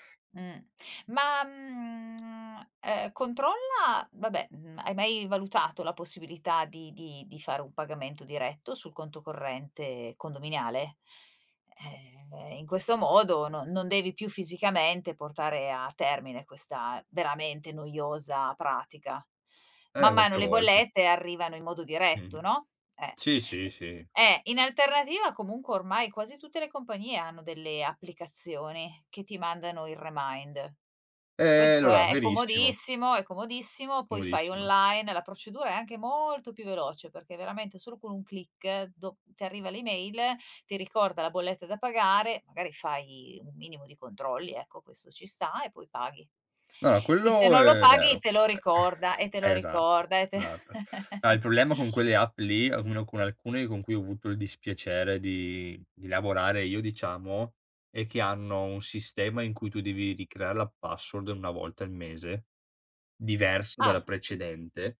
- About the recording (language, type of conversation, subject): Italian, advice, Come posso smettere di procrastinare sulle attività importanti usando il blocco del tempo?
- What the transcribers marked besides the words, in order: drawn out: "mhmm"; tapping; in English: "remind"; "allora" said as "lora"; chuckle; chuckle